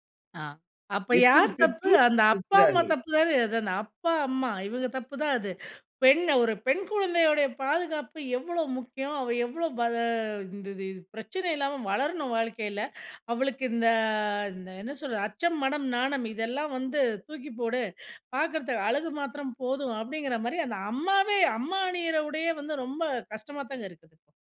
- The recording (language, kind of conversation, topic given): Tamil, podcast, உங்கள் உடை மூலம் எந்த செய்தியைச் சொல்ல நினைக்கிறீர்கள்?
- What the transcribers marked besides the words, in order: unintelligible speech; unintelligible speech; drawn out: "இந்த"